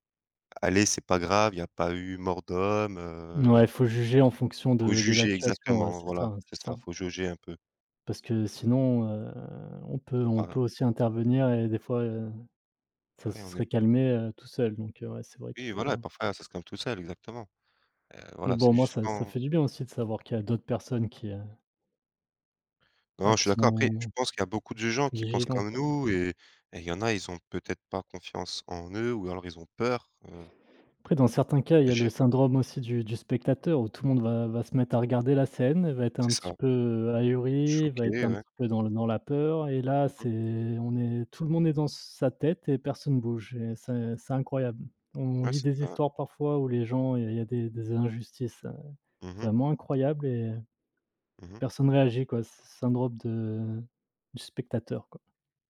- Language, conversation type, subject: French, unstructured, Comment réagis-tu face à l’injustice ?
- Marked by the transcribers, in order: tapping; drawn out: "heu"